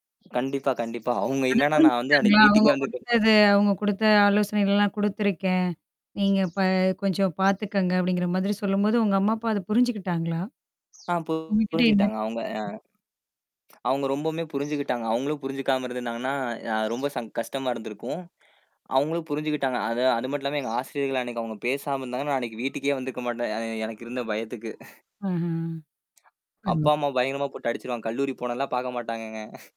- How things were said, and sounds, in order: mechanical hum; bird; static; distorted speech; other noise; tapping; chuckle; chuckle
- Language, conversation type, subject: Tamil, podcast, தோல்வி ஏற்பட்டால் நீங்கள் எப்படி மீண்டு எழுகிறீர்கள்?